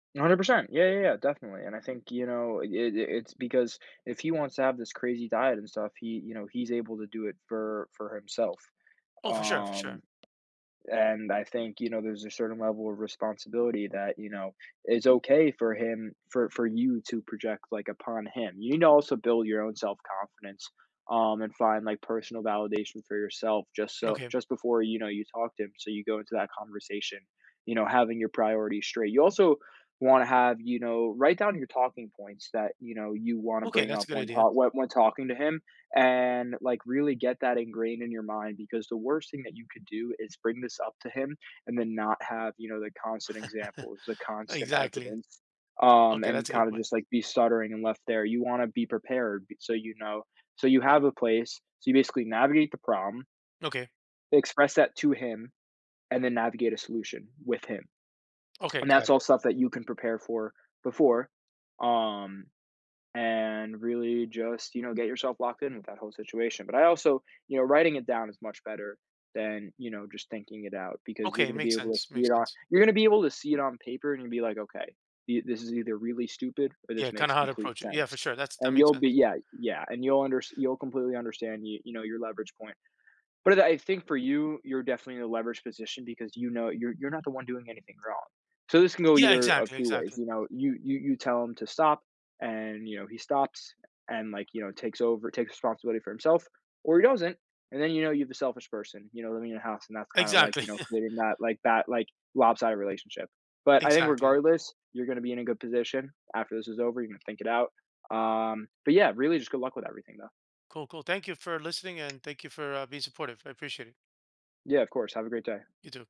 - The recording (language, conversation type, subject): English, advice, How can I communicate my need for appreciation to my family?
- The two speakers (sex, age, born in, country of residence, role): male, 18-19, United States, United States, advisor; male, 45-49, Dominican Republic, United States, user
- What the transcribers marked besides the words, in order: tapping; other background noise; laugh; chuckle